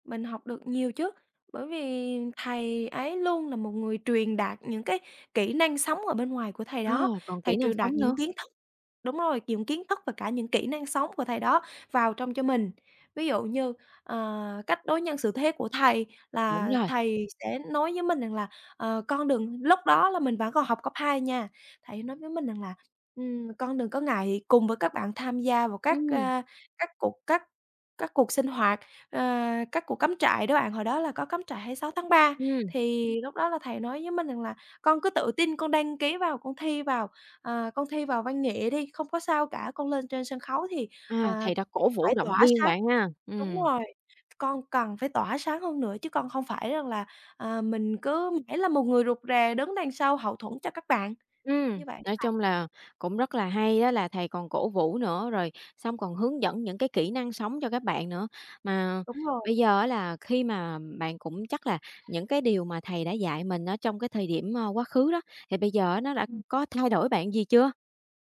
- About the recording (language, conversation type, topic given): Vietnamese, podcast, Bạn có thể kể về một người đã làm thay đổi cuộc đời bạn không?
- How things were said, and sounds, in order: other background noise